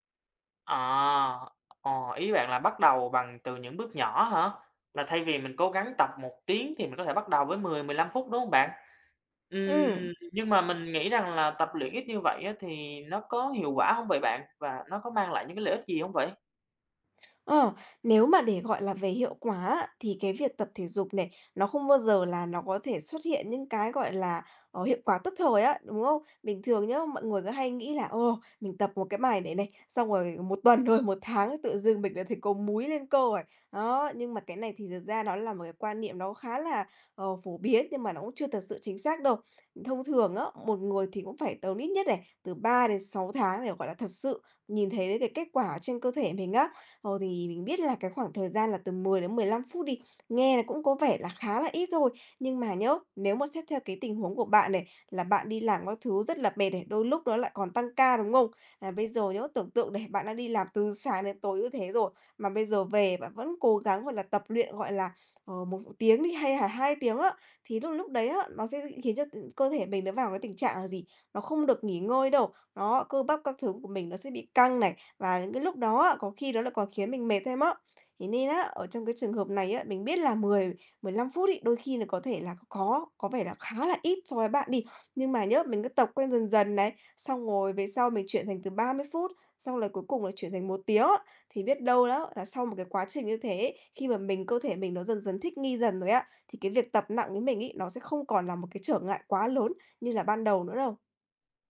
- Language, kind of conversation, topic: Vietnamese, advice, Vì sao bạn khó duy trì thói quen tập thể dục dù đã cố gắng nhiều lần?
- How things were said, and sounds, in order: tapping; other background noise